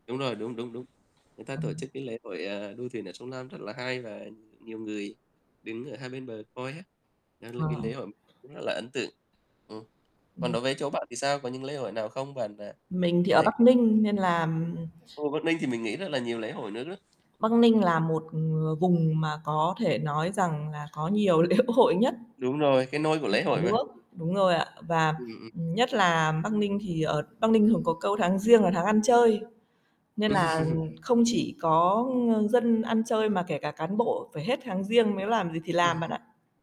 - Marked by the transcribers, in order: other background noise; static; tapping; laughing while speaking: "lễ hội"; chuckle
- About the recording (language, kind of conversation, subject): Vietnamese, unstructured, Bạn có thích tham gia các lễ hội địa phương không, và vì sao?